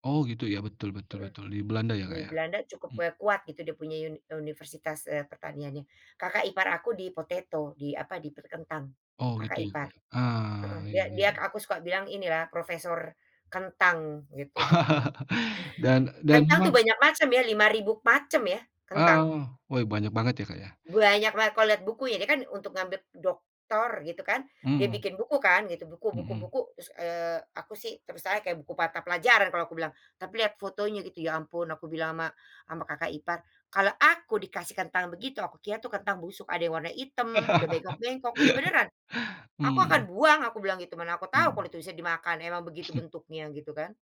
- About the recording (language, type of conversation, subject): Indonesian, unstructured, Apa yang membuatmu takut akan masa depan jika kita tidak menjaga alam?
- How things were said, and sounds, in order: laugh; laugh; chuckle